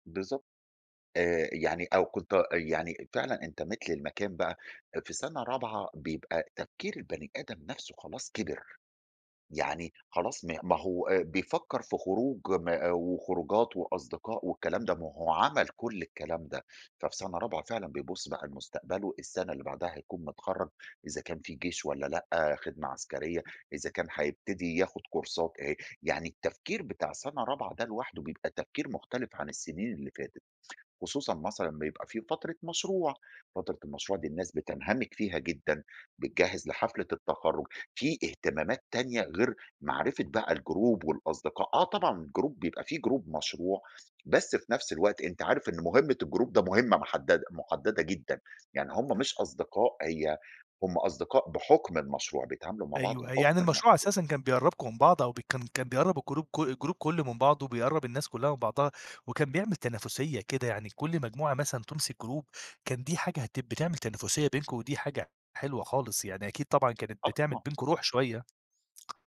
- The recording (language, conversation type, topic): Arabic, podcast, احكيلي عن أول مرة حسّيت إنك بتنتمي لمجموعة؟
- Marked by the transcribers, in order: in English: "كورسات"; in English: "الجروب"; in English: "الجروب"; in English: "جروب"; in English: "الجروب"; in English: "الجروب"; in English: "الجروب"; in English: "جروب"; tapping